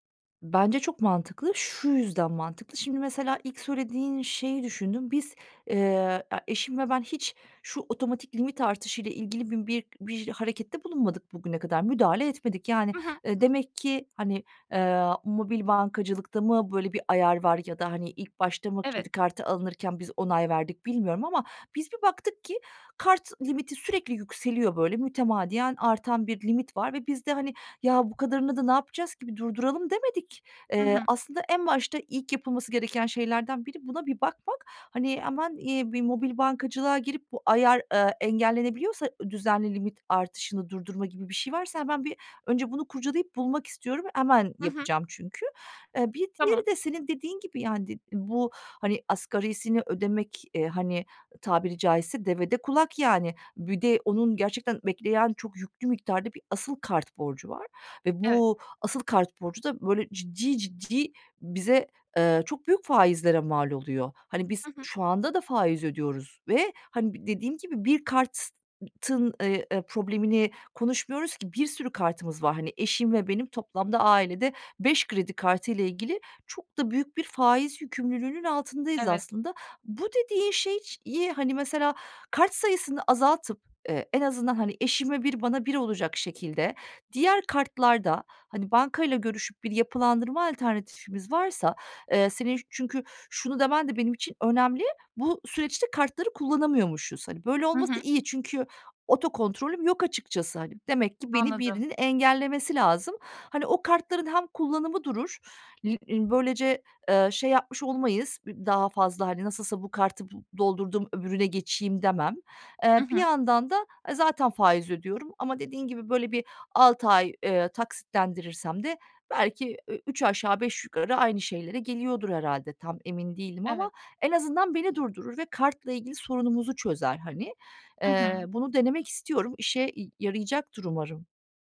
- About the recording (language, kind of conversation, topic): Turkish, advice, Kredi kartı borcumu azaltamayıp suçluluk hissettiğimde bununla nasıl başa çıkabilirim?
- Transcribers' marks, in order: other background noise; tapping; "kartın" said as "karttın"; unintelligible speech